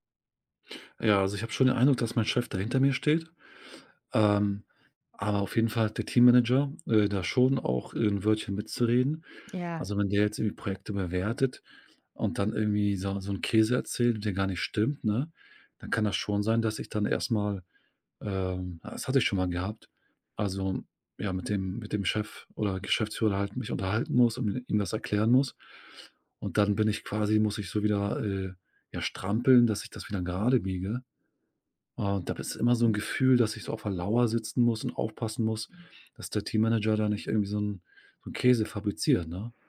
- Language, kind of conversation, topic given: German, advice, Wie fühlst du dich, wenn du befürchtest, wegen deines Aussehens oder deines Kleidungsstils verurteilt zu werden?
- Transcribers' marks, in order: none